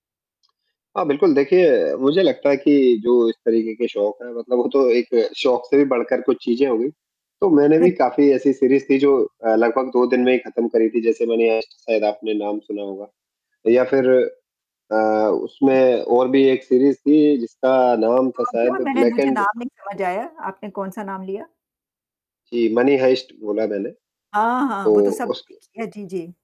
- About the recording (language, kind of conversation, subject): Hindi, unstructured, क्या कभी आपके शौक में कोई बाधा आई है, और आपने उसे कैसे संभाला?
- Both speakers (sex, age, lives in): female, 50-54, United States; male, 35-39, India
- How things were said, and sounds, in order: static; chuckle; distorted speech